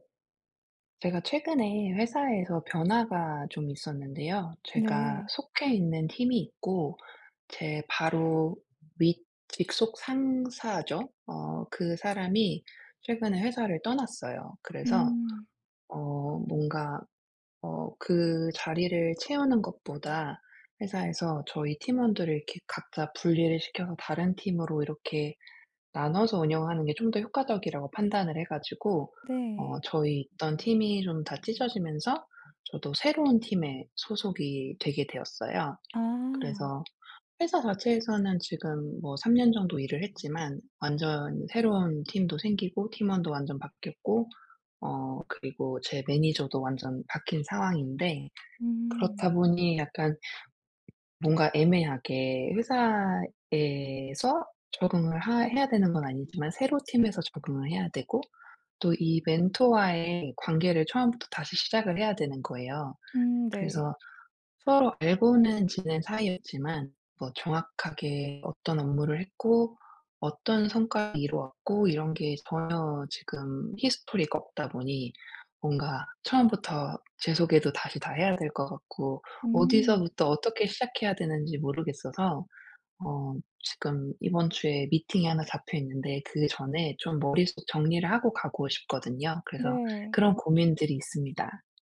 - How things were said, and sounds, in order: other background noise
- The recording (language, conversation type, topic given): Korean, advice, 멘토에게 부담을 주지 않으면서 효과적으로 도움을 요청하려면 어떻게 해야 하나요?